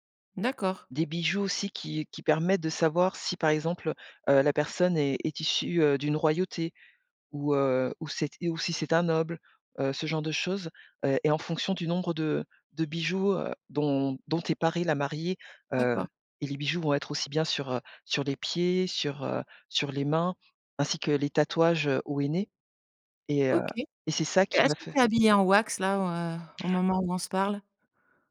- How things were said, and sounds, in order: none
- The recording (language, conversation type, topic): French, podcast, Peux-tu me parler d’une tenue qui reflète vraiment ta culture ?